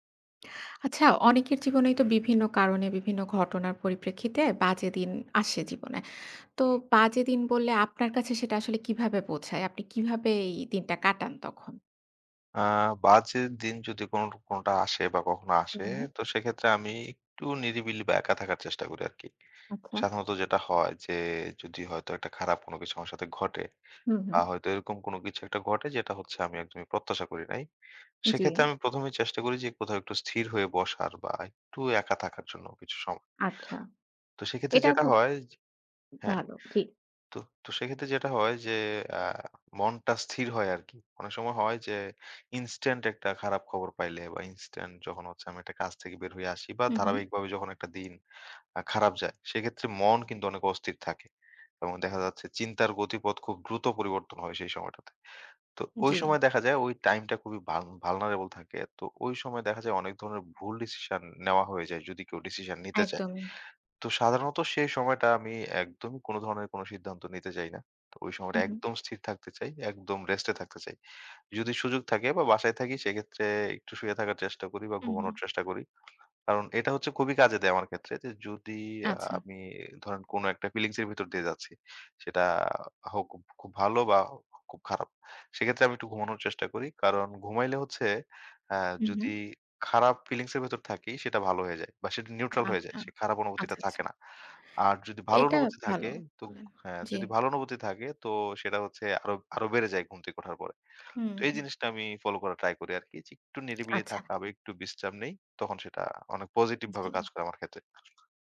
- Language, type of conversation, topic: Bengali, podcast, খারাপ দিনের পর আপনি কীভাবে নিজেকে শান্ত করেন?
- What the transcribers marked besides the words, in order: tapping; in English: "vulnerable"; in English: "neutral"